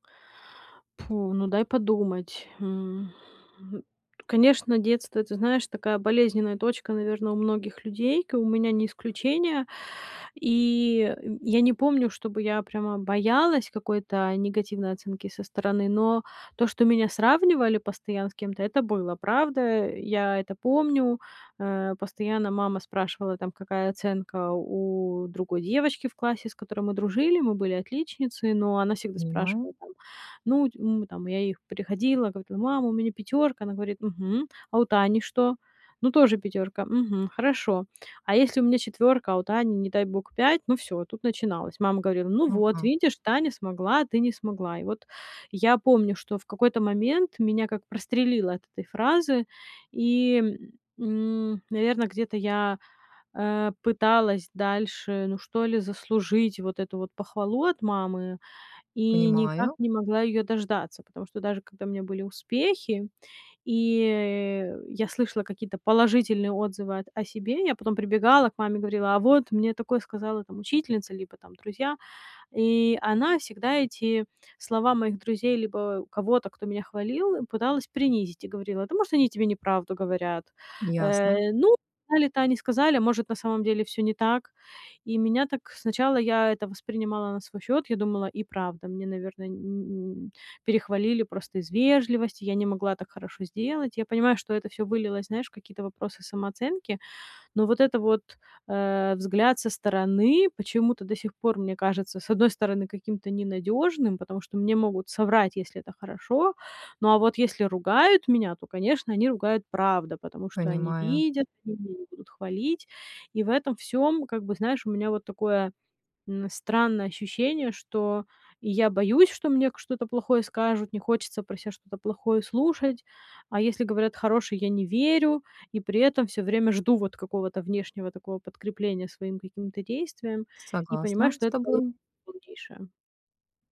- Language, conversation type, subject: Russian, advice, Как справиться со страхом, что другие осудят меня из-за неловкой ошибки?
- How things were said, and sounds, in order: unintelligible speech